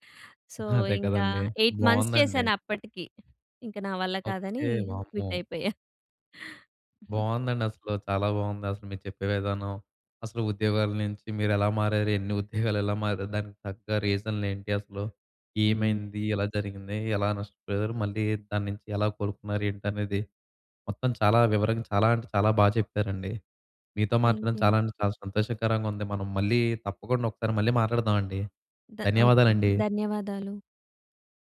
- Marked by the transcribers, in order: in English: "సో"; in English: "ఎయిట్ మంత్స్"; in English: "క్విట్"; chuckle; in English: "థాంక్ యు"
- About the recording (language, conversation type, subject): Telugu, podcast, ఒక ఉద్యోగం విడిచి వెళ్లాల్సిన సమయం వచ్చిందని మీరు గుర్తించడానికి సహాయపడే సంకేతాలు ఏమేమి?